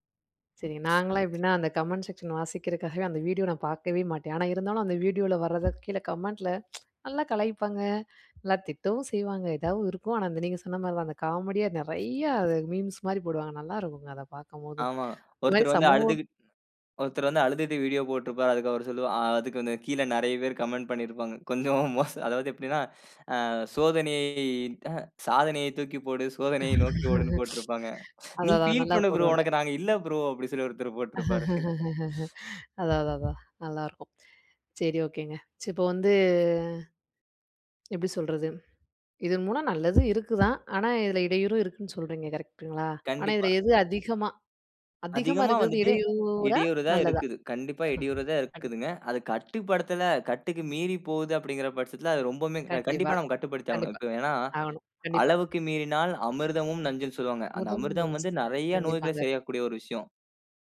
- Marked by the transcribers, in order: tapping; in English: "கமெண்ட் செக்ஷன்"; tsk; chuckle; other background noise; chuckle; laugh; chuckle; unintelligible speech
- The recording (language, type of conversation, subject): Tamil, podcast, தொலைப்பேசியும் சமூக ஊடகங்களும் கவனத்தைச் சிதறடிக்கும் போது, அவற்றைப் பயன்படுத்தும் நேரத்தை நீங்கள் எப்படி கட்டுப்படுத்துவீர்கள்?